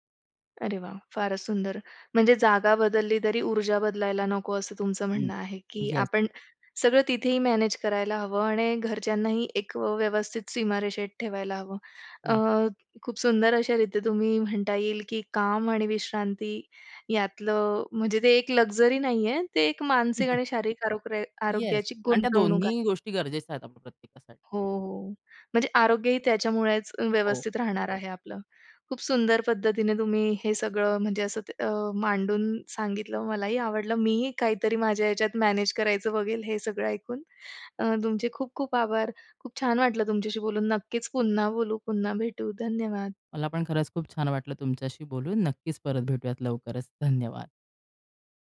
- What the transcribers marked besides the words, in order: in English: "लक्झरी"; chuckle
- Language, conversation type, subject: Marathi, podcast, काम आणि विश्रांतीसाठी घरात जागा कशी वेगळी करता?